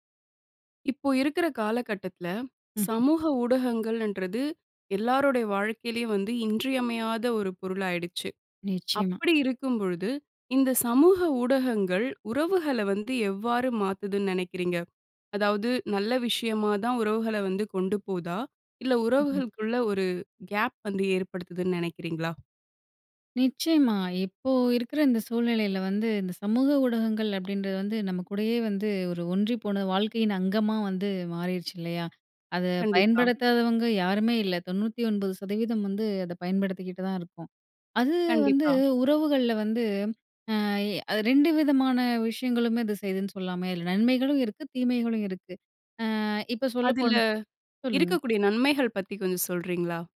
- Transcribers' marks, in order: in English: "கேப்"
- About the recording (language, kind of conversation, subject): Tamil, podcast, சமூக ஊடகங்கள் உறவுகளை எவ்வாறு மாற்றி இருக்கின்றன?